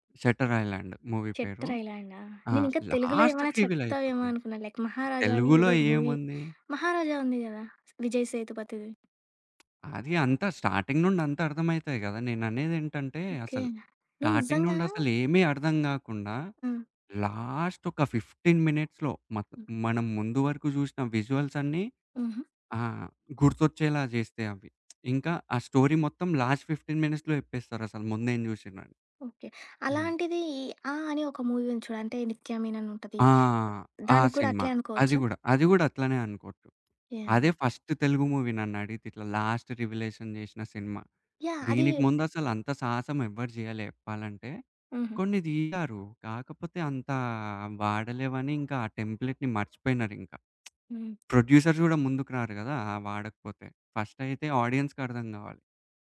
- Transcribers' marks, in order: in English: "మూవీ"; in English: "లాస్ట్‌కి రివీల్"; in English: "లైక్"; in English: "మూవీ"; other background noise; in English: "స్టార్టింగ్"; in English: "స్టార్టింగ్"; in English: "లాస్ట్"; in English: "ఫిఫ్టీన్ మినిట్స్‌లో"; in English: "విజువల్స్"; in English: "స్టోరీ"; in English: "లాస్ట్ ఫిఫ్టీన్ మినిట్స్‌లో"; in English: "మూవీ"; in English: "ఫస్ట్"; in English: "మూవీ"; in English: "లాస్ట్ రివలేషన్"; in English: "టెంప్లేట్‌ని"; in English: "ప్రొడ్యూసర్స్"; in English: "ఆడియన్స్‌కి"
- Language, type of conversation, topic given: Telugu, podcast, సినిమా ముగింపు ప్రేక్షకుడికి సంతృప్తిగా అనిపించాలంటే ఏమేం విషయాలు దృష్టిలో పెట్టుకోవాలి?